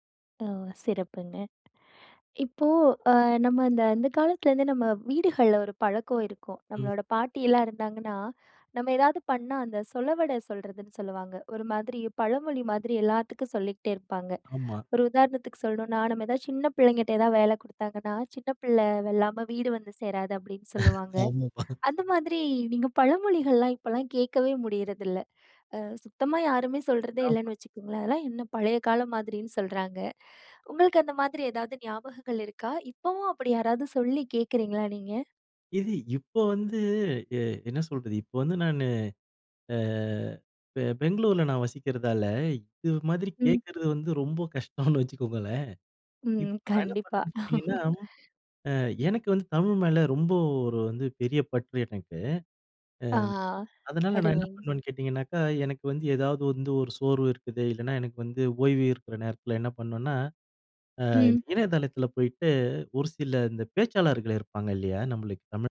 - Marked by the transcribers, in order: chuckle; laugh
- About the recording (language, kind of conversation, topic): Tamil, podcast, தாய்மொழி உங்கள் அடையாளத்திற்கு எவ்வளவு முக்கியமானது?